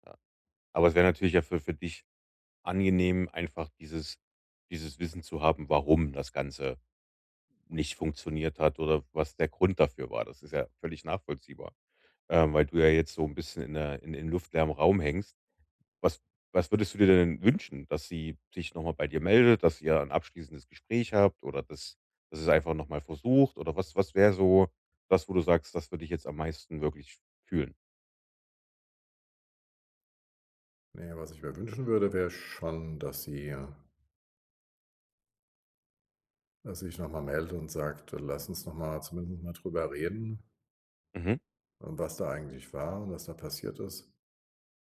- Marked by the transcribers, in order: none
- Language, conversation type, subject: German, advice, Wie kann ich die Vergangenheit loslassen, um bereit für eine neue Beziehung zu sein?